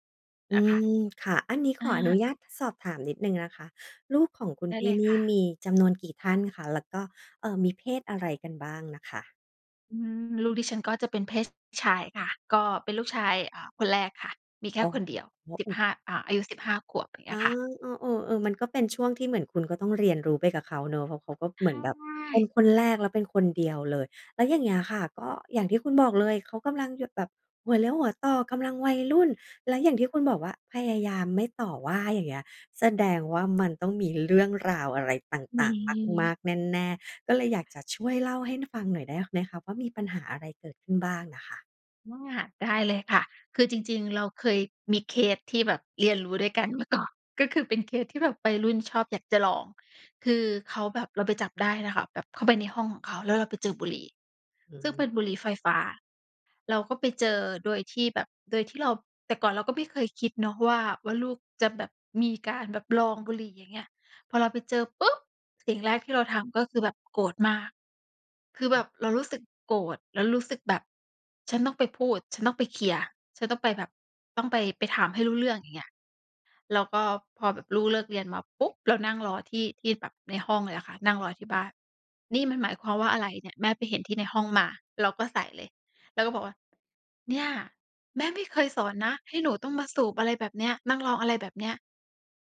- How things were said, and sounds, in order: other background noise
- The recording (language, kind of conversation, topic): Thai, podcast, เล่าเรื่องวิธีสื่อสารกับลูกเวลามีปัญหาได้ไหม?